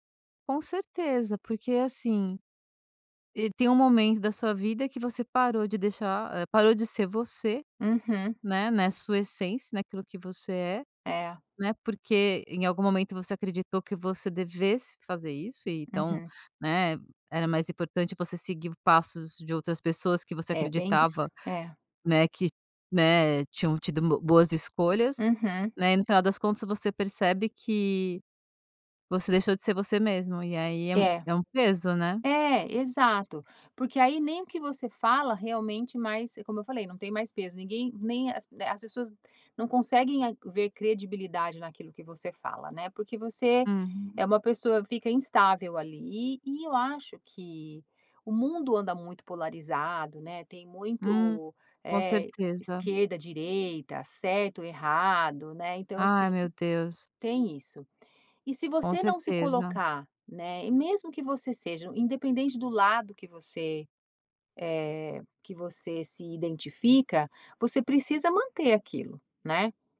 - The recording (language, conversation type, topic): Portuguese, podcast, Como seguir um ícone sem perder sua identidade?
- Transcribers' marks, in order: none